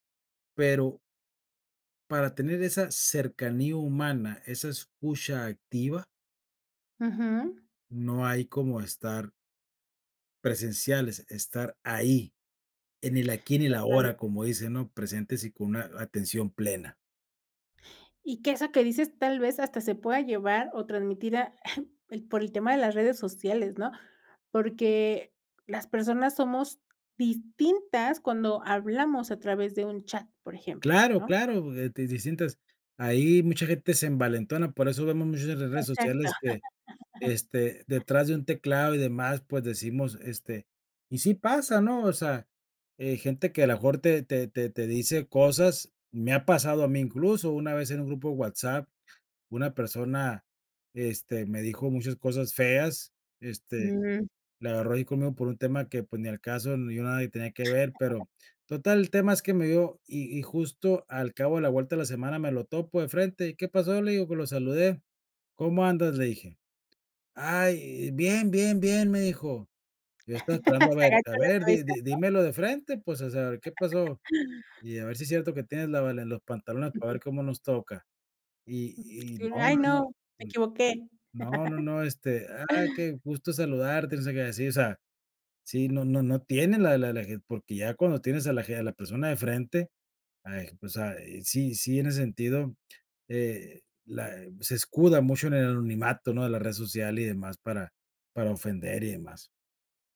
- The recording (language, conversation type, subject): Spanish, podcast, ¿Cómo usar la escucha activa para fortalecer la confianza?
- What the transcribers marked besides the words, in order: other noise; cough; other background noise; chuckle; tapping; chuckle; chuckle